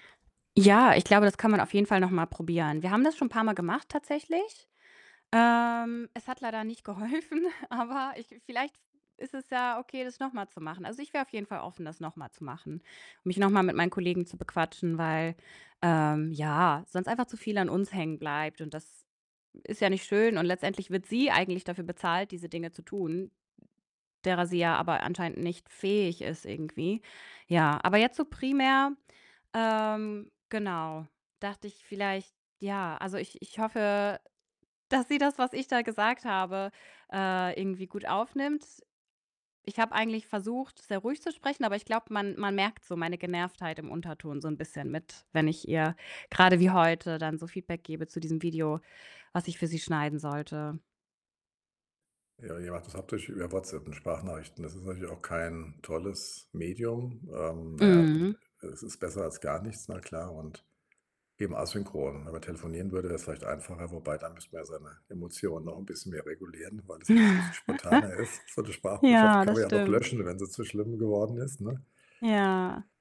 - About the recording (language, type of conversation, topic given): German, advice, Wie kann ich besser mit Kritik umgehen, ohne emotional zu reagieren?
- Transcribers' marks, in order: distorted speech; laughing while speaking: "geholfen, aber"; other background noise; stressed: "sie"; tapping; joyful: "dass sie das"; static; chuckle